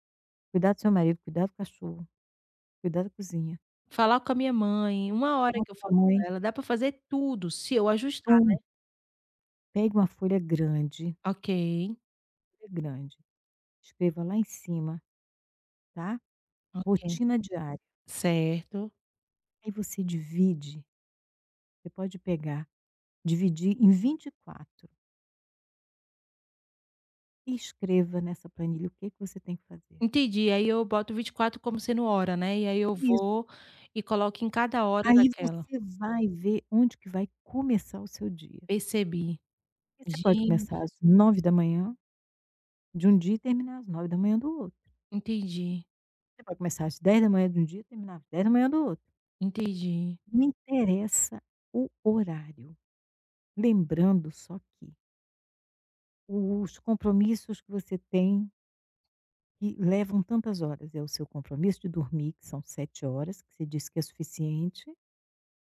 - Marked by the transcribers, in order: tapping; other background noise
- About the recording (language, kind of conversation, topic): Portuguese, advice, Como posso decidir entre compromissos pessoais e profissionais importantes?